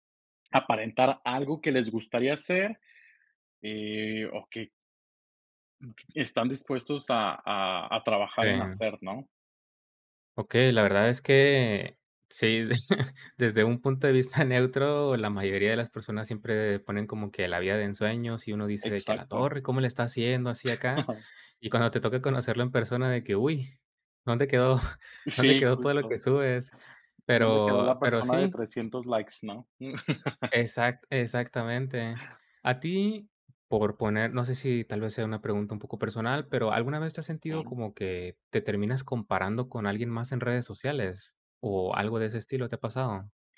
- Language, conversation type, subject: Spanish, podcast, ¿Qué te gusta y qué no te gusta de las redes sociales?
- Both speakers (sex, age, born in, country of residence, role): male, 25-29, Mexico, Mexico, guest; male, 25-29, Mexico, Mexico, host
- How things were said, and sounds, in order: unintelligible speech; chuckle; chuckle; tapping; other background noise; chuckle